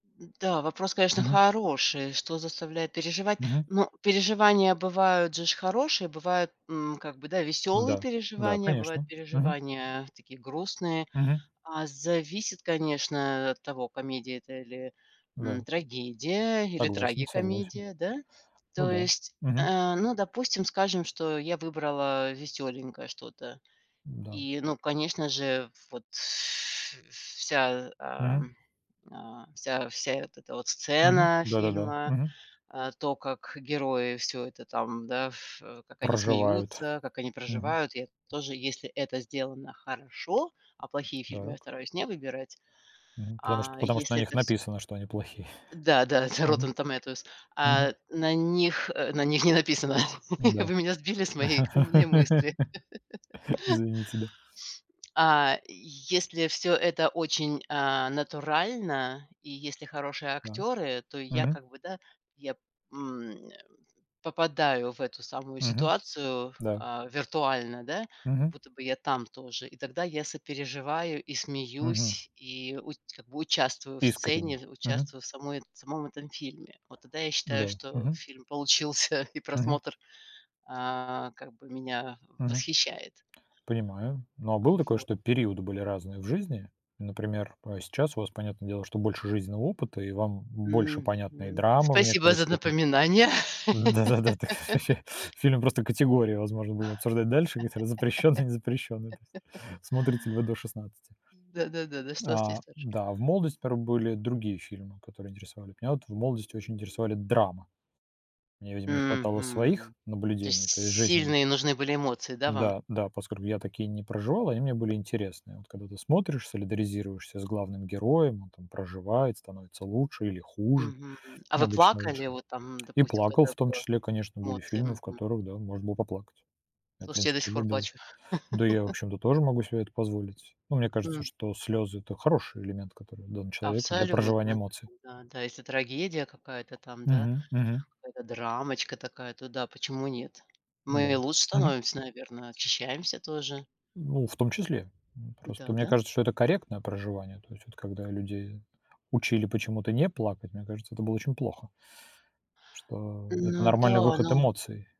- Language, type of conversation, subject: Russian, unstructured, Что в фильмах заставляет вас сопереживать героям?
- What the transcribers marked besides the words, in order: tapping; in English: "Rotten Tomatoes"; laughing while speaking: "плохие"; laughing while speaking: "на них не написано. Вы меня сбили с моей"; laugh; laugh; laughing while speaking: "так это ж ваще"; laugh; laugh; other background noise; laugh